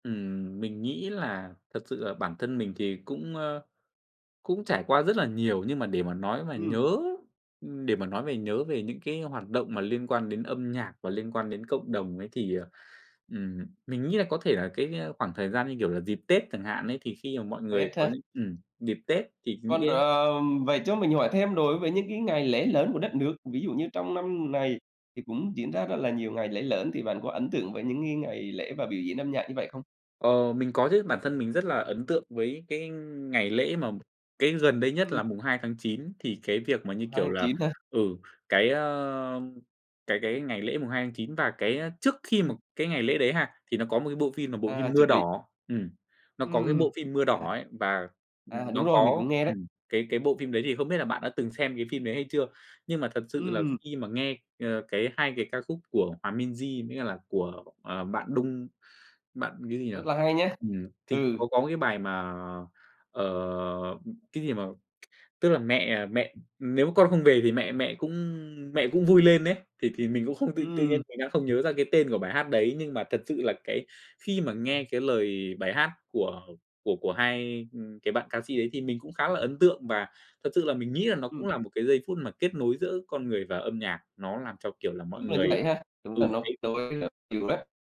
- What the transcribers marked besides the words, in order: other background noise; tapping; tsk
- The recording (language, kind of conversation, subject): Vietnamese, podcast, Bạn thấy âm nhạc giúp kết nối mọi người như thế nào?
- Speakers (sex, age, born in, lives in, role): male, 25-29, Vietnam, Vietnam, guest; male, 40-44, Vietnam, Vietnam, host